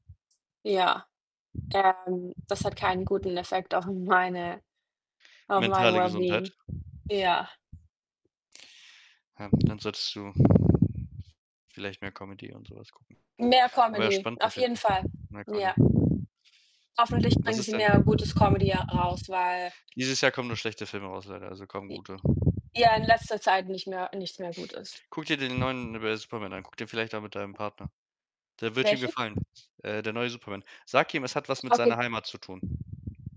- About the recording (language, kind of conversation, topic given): German, unstructured, Welcher Film hat dich zuletzt begeistert?
- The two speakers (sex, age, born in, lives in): female, 30-34, Germany, Germany; male, 25-29, Germany, Germany
- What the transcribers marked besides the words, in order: other background noise; distorted speech; laughing while speaking: "meine"; in English: "well-being"; unintelligible speech; unintelligible speech